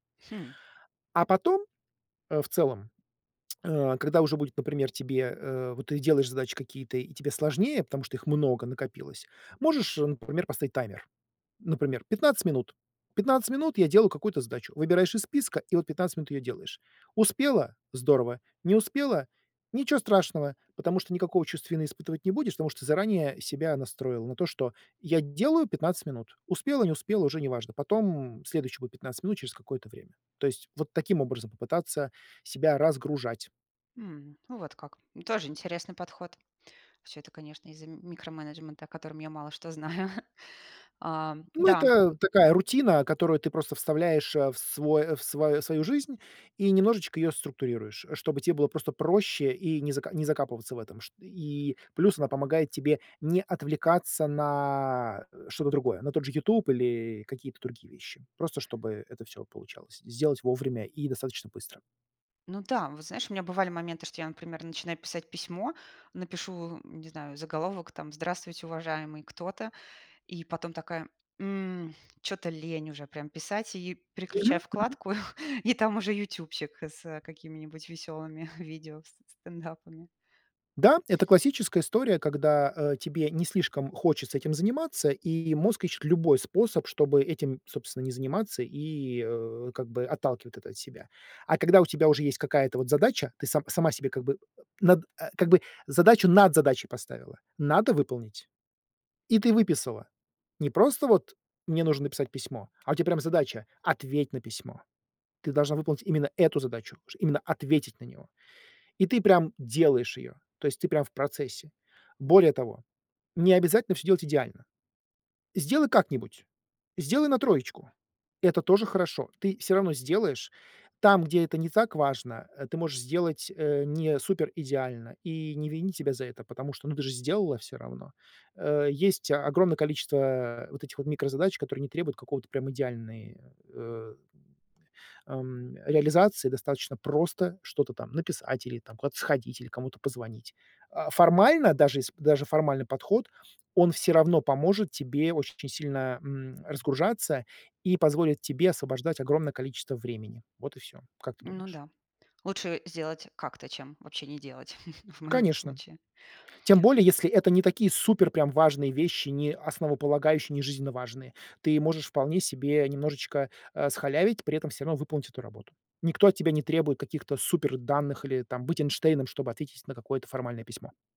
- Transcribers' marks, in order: lip smack; chuckle; chuckle; chuckle; other background noise; chuckle
- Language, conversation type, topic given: Russian, advice, Как эффективно группировать множество мелких задач, чтобы не перегружаться?